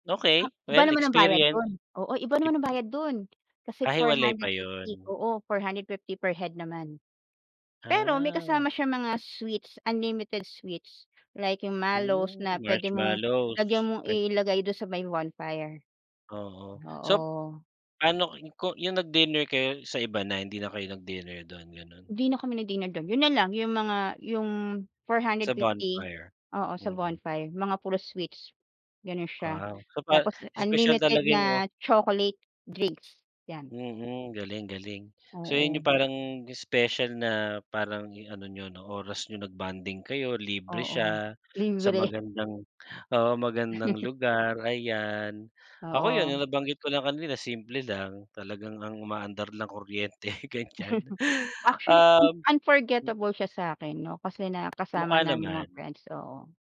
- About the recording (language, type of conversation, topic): Filipino, unstructured, Ano ang paborito mong libangan na gawin kasama ang pamilya?
- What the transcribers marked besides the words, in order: other noise; other background noise; in English: "sweets, unlimited sweets, like"; in English: "mallows"; in English: "bonfire"; in English: "bonfire"; in English: "bonfire"; laughing while speaking: "kuryente, ganyan"; gasp; tapping